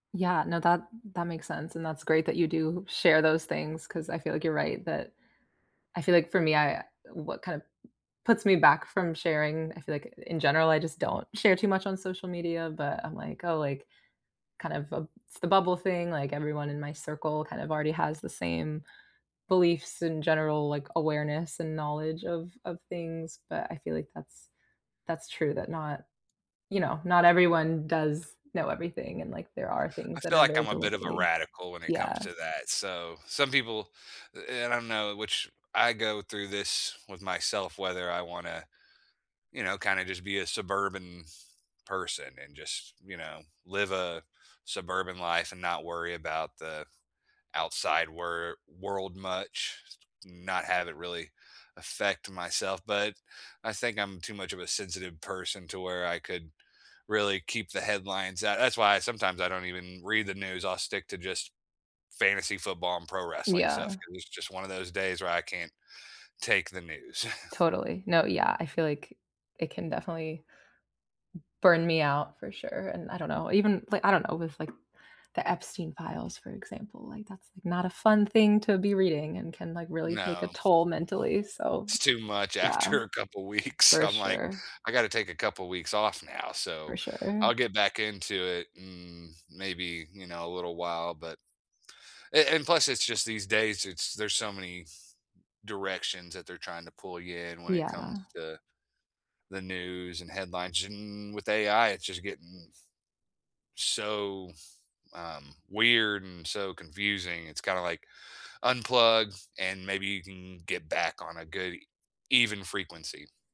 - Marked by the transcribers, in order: chuckle; tapping; laughing while speaking: "after a couple weeks"
- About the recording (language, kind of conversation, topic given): English, unstructured, What headlines catch your attention, and how do you discuss them with curiosity?
- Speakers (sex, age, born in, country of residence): female, 25-29, United States, United States; male, 40-44, United States, United States